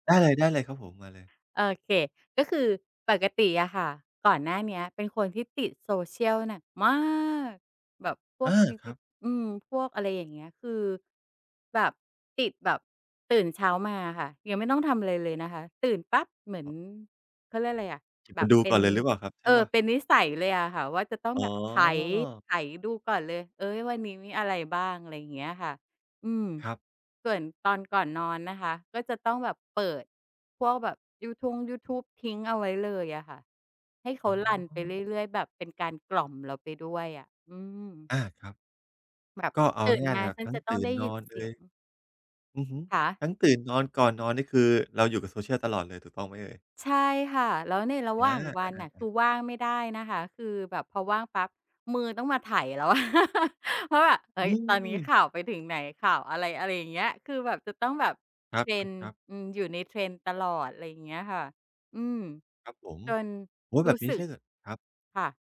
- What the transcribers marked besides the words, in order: stressed: "มาก"; unintelligible speech; laugh
- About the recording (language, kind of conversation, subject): Thai, podcast, คุณเคยลองงดใช้อุปกรณ์ดิจิทัลสักพักไหม แล้วผลเป็นอย่างไรบ้าง?